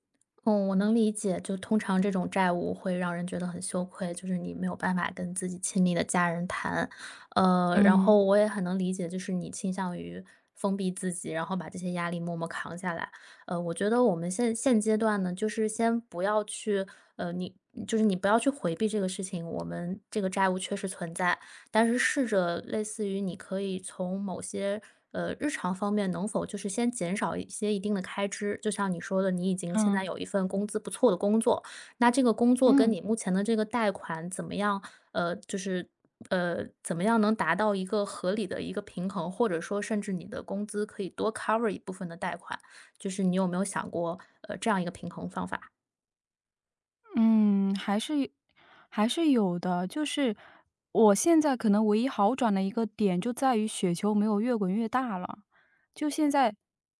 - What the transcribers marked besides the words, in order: other background noise; in English: "cover"
- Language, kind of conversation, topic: Chinese, advice, 债务还款压力大